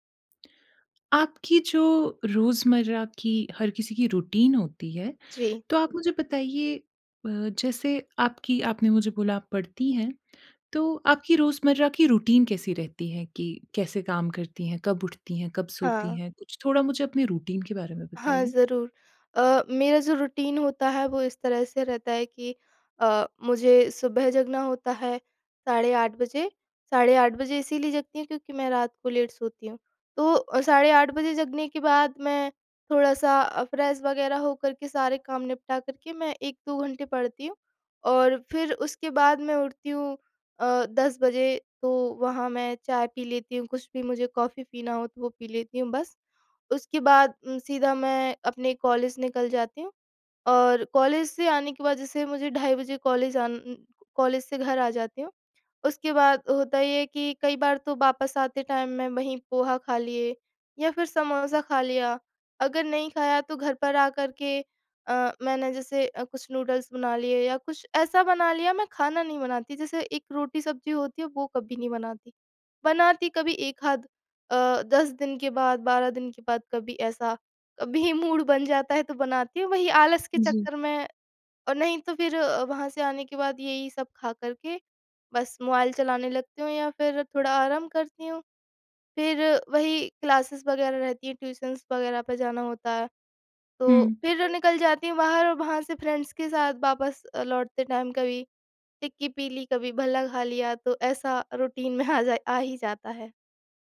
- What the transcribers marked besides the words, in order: tapping; in English: "रूटीन"; in English: "रूटीन"; in English: "रूटीन"; in English: "रूटीन"; in English: "लेट"; in English: "फ्रेश"; in English: "टाइम"; laughing while speaking: "कभी"; in English: "मूड"; in English: "क्लासेस"; in English: "ट्यूशन्स"; other background noise; in English: "फ्रेंड्स"; in English: "टाइम"; in English: "रूटीन"; laughing while speaking: "आ जा"
- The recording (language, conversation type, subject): Hindi, advice, खाने के समय का रोज़ाना बिगड़ना